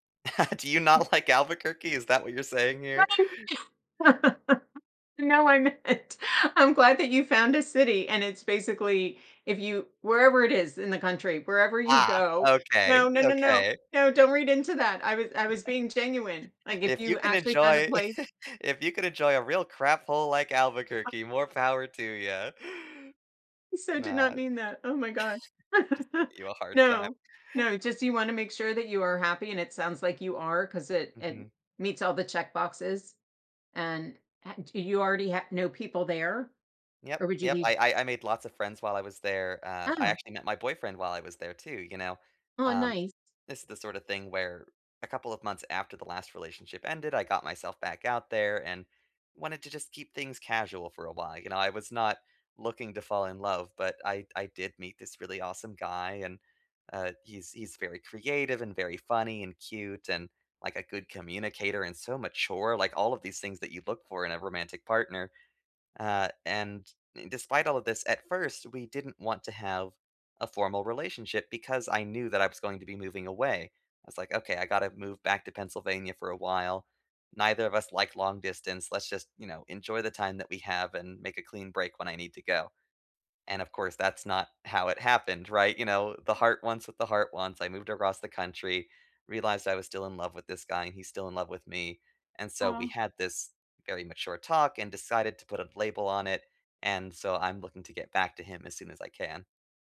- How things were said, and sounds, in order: chuckle; laughing while speaking: "like Albuquerque"; other noise; laugh; laughing while speaking: "No, I meant"; other background noise; chuckle; chuckle; unintelligible speech; laughing while speaking: "I'm just give you a hard time"; chuckle
- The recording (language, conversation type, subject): English, unstructured, What dreams do you have for your future?